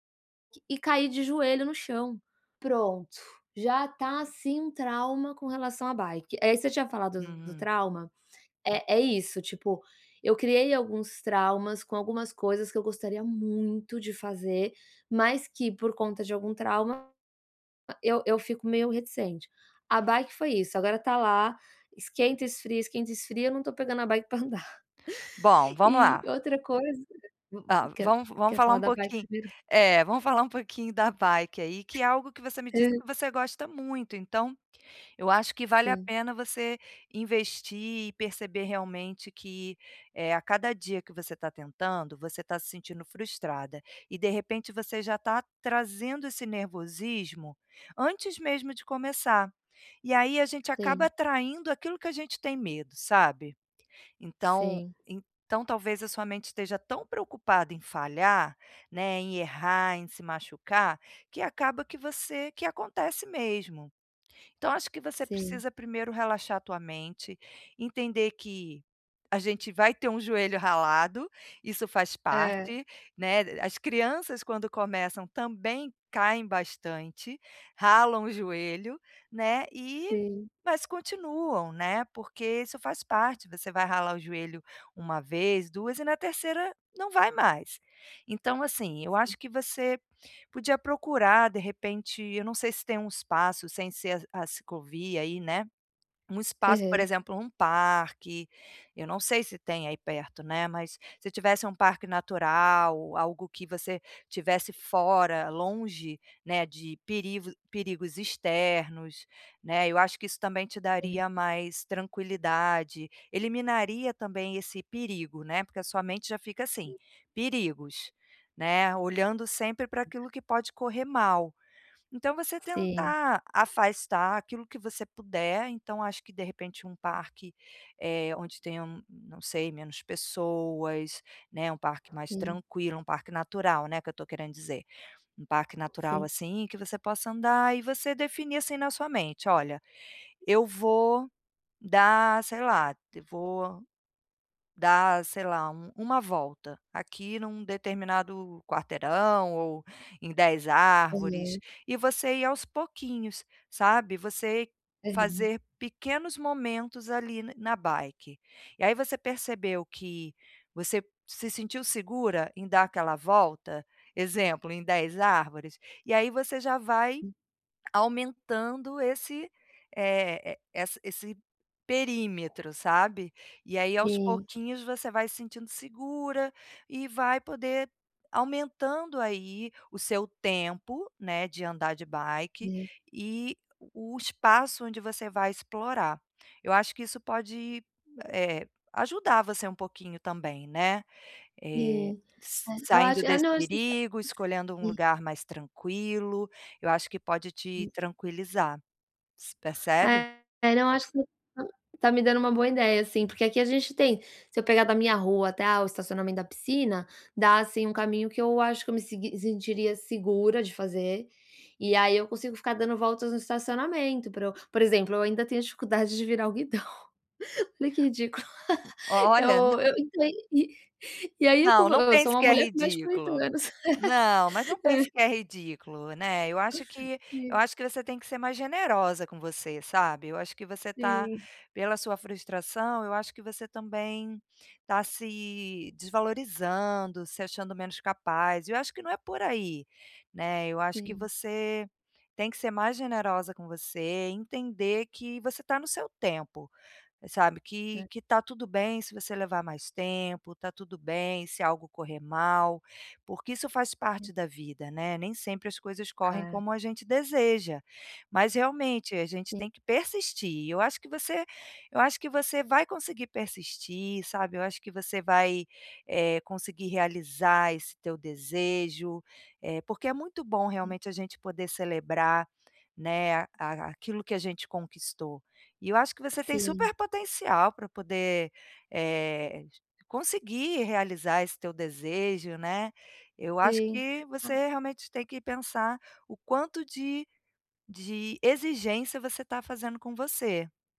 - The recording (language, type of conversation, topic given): Portuguese, advice, Como posso aprender novas habilidades sem ficar frustrado?
- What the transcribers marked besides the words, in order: tapping; in English: "bike"; other background noise; in English: "bike"; in English: "bike"; laughing while speaking: "pra andar"; in English: "bike"; in English: "bike"; unintelligible speech; in English: "bike"; in English: "bike"; laughing while speaking: "de virar o guidão. Olha que ridículo"; laugh; laugh